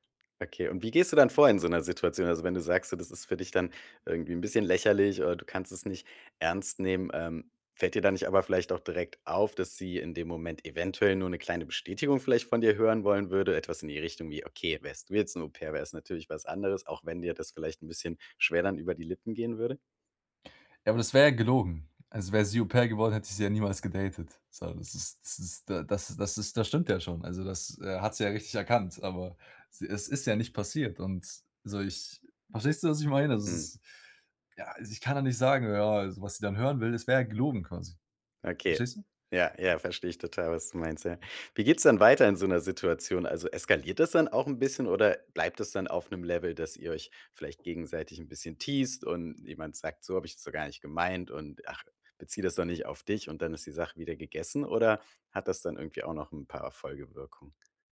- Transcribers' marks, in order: other background noise; in English: "teased"
- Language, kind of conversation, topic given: German, advice, Wie kann ich während eines Streits in meiner Beziehung gesunde Grenzen setzen und dabei respektvoll bleiben?